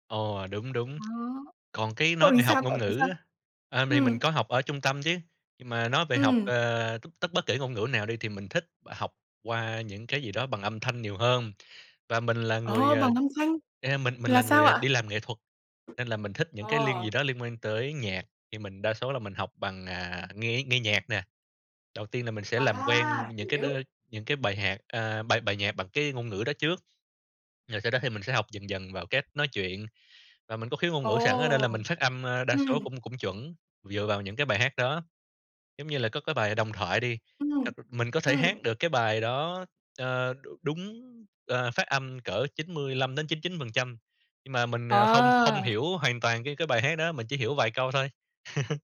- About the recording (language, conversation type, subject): Vietnamese, unstructured, Bạn cảm thấy thế nào khi vừa hoàn thành một khóa học mới?
- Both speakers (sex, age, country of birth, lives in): female, 20-24, Vietnam, Vietnam; male, 30-34, Vietnam, Vietnam
- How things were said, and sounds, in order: other background noise; tapping; in English: "link"; laugh